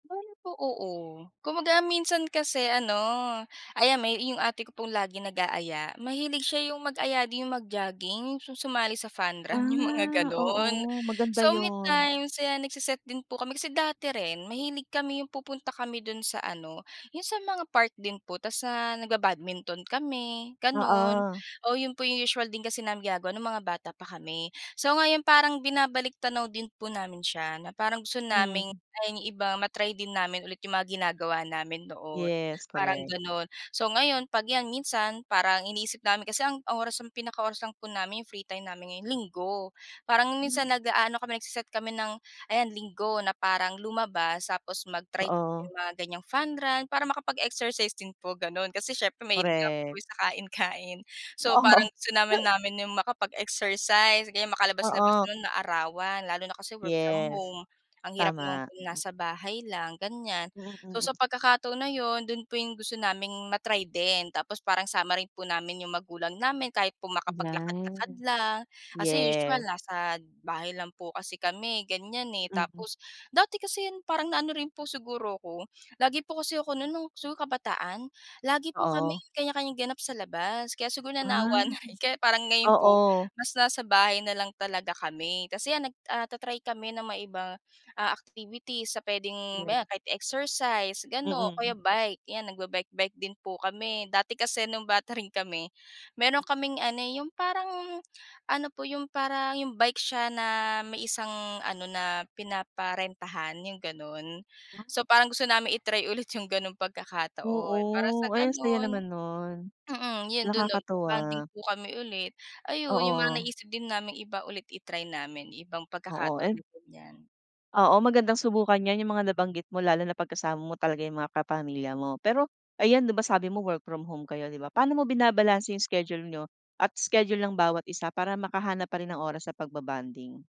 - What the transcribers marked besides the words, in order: other background noise; background speech; tapping; chuckle; unintelligible speech
- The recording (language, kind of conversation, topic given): Filipino, podcast, Paano kayo naglalaan ng oras na talagang magkakasama bilang pamilya?